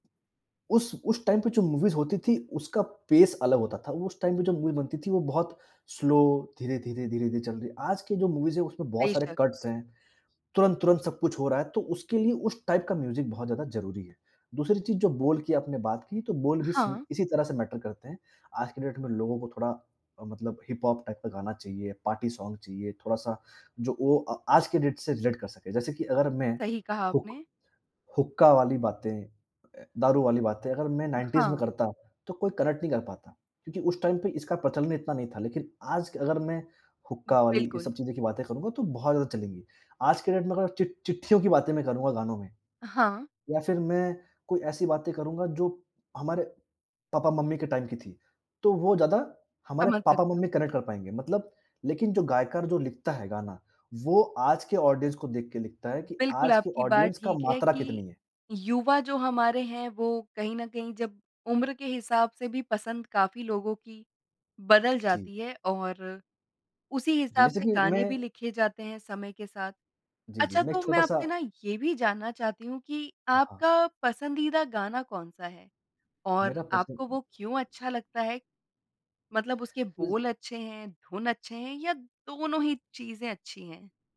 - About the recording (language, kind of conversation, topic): Hindi, podcast, गीतों में बोल ज़्यादा मायने रखते हैं या धुन?
- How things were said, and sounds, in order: in English: "मूवीज़"; in English: "पेस"; in English: "मूवी"; in English: "स्लो"; in English: "मूवीज़"; in English: "कट्स"; in English: "टाइप"; in English: "सेम"; in English: "मैटर"; in English: "डेट"; in English: "टाइप"; in English: "सॉन्ग"; in English: "डेट"; in English: "रिलेट"; in English: "कनेक्ट"; in English: "डेट"; in English: "कनेक्ट"; "गीतकार" said as "गायकार"; in English: "ऑडियंस"; in English: "ऑडियंस"